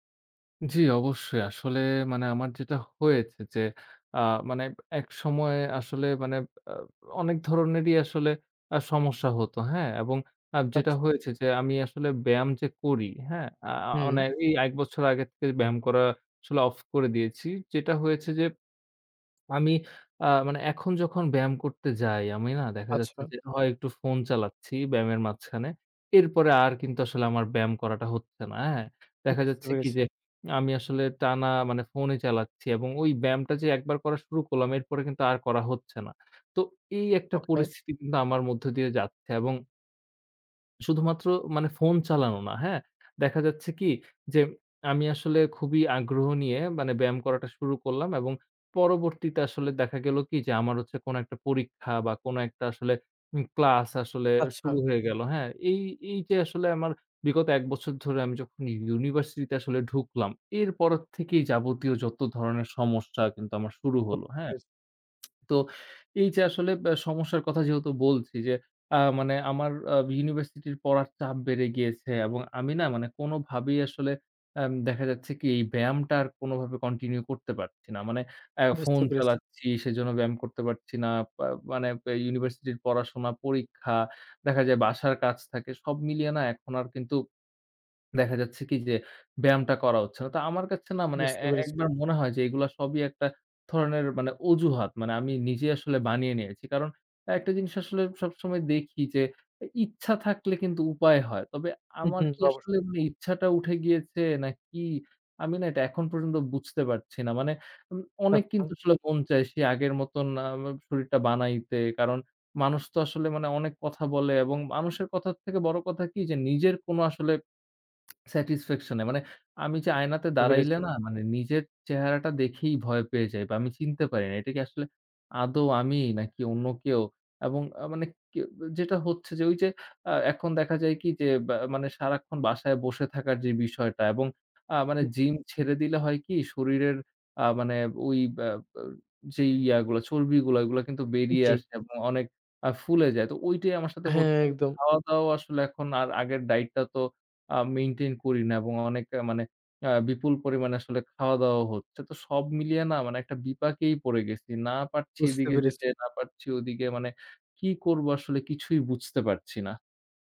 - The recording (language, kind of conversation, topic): Bengali, advice, আমি কীভাবে নিয়মিত ব্যায়াম শুরু করতে পারি, যখন আমি বারবার অজুহাত দিই?
- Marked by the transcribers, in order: other background noise; tapping; swallow; in English: "কন্টিনিউ"; swallow; lip smack; swallow; in English: "স্যাটিসফ্যাকশন"